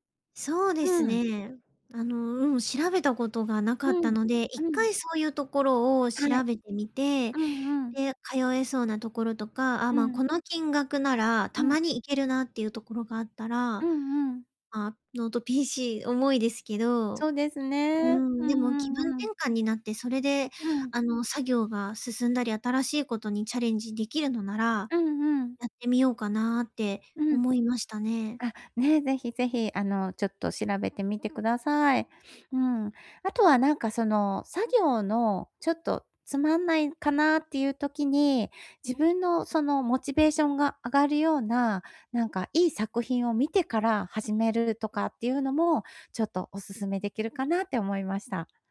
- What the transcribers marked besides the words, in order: other background noise
- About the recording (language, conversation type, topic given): Japanese, advice, 環境を変えることで創造性をどう刺激できますか？